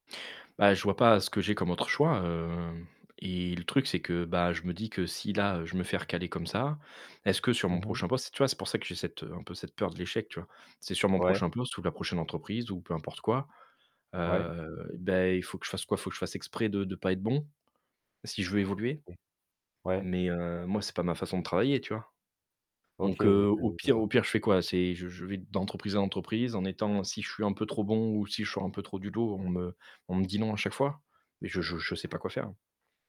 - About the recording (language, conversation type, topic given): French, advice, Comment surmonter la peur de l’échec après une grosse déception qui t’empêche d’agir ?
- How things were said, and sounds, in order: static; distorted speech